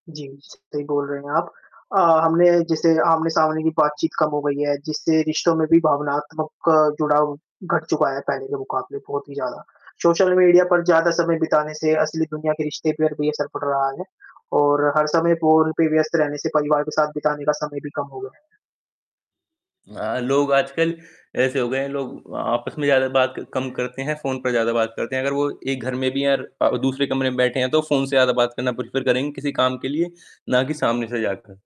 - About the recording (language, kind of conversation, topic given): Hindi, unstructured, स्मार्टफोन ने हमारे दैनिक जीवन को कैसे प्रभावित किया है?
- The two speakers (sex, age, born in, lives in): male, 20-24, India, India; male, 20-24, India, India
- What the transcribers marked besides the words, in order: static; distorted speech; in English: "प्रेफर"